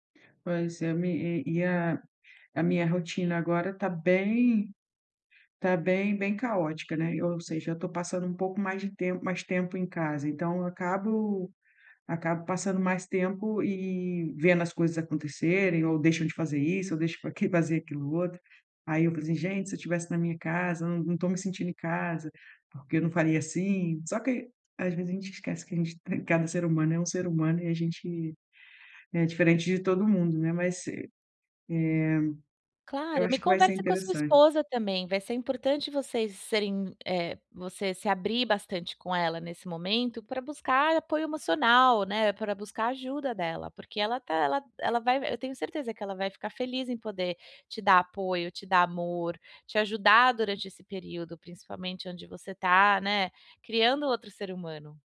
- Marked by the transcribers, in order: chuckle; tapping
- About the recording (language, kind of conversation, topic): Portuguese, advice, Como posso me sentir em casa em um novo espaço depois de me mudar?